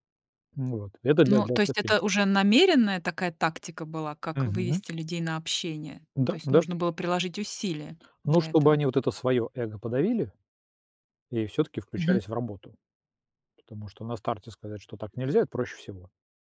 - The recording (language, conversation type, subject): Russian, podcast, Нравится ли тебе делиться сырыми идеями и почему?
- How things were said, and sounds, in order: unintelligible speech